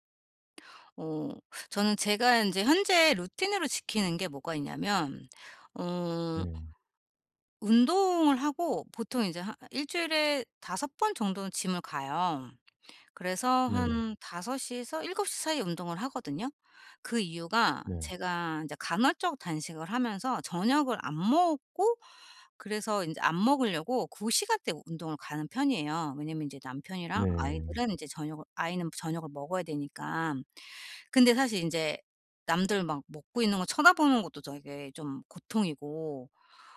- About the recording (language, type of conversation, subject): Korean, advice, 여행이나 주말 일정 변화가 있을 때 평소 루틴을 어떻게 조정하면 좋을까요?
- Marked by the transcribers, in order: in English: "gym을"; other background noise; tapping